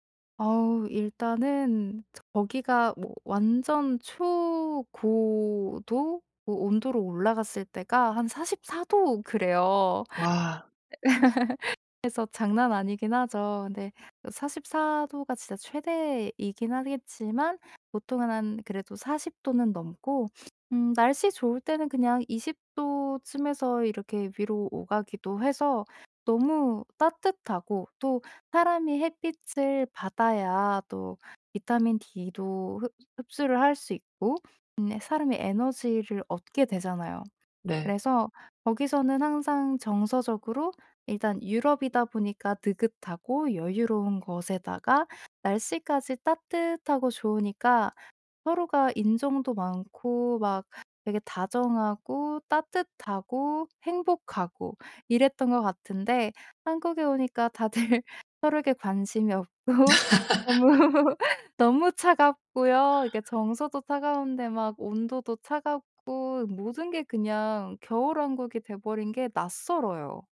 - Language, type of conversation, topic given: Korean, advice, 새로운 기후와 계절 변화에 어떻게 적응할 수 있을까요?
- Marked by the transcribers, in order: tapping; laugh; other background noise; laughing while speaking: "다들"; laughing while speaking: "없고 너무"; laugh